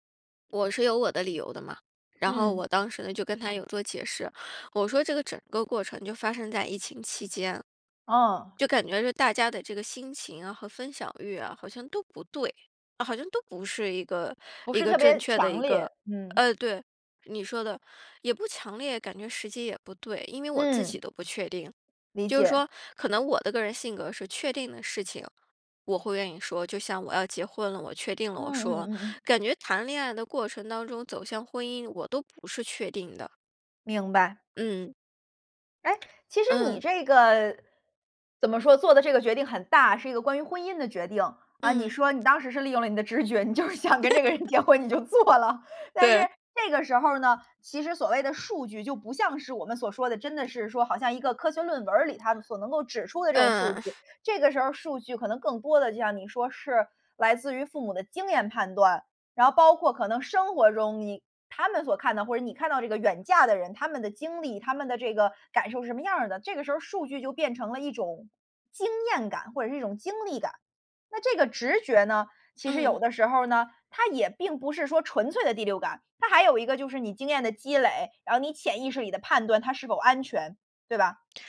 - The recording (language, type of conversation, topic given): Chinese, podcast, 做决定时你更相信直觉还是更依赖数据？
- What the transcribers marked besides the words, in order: other background noise; laughing while speaking: "直觉，你就是想跟这个人结婚你就做了"; laugh